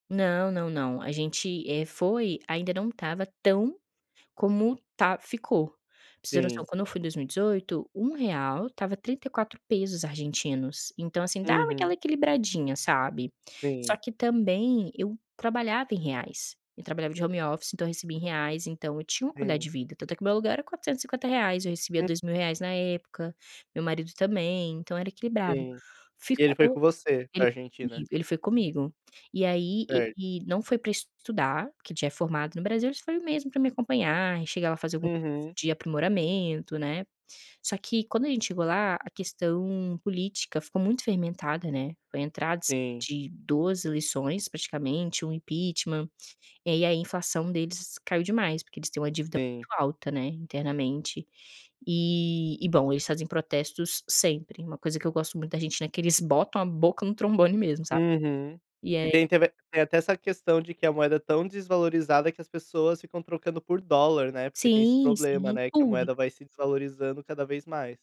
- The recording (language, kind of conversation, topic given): Portuguese, podcast, Como você decidiu adiar um sonho para colocar as contas em dia?
- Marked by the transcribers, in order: tapping; in English: "home office"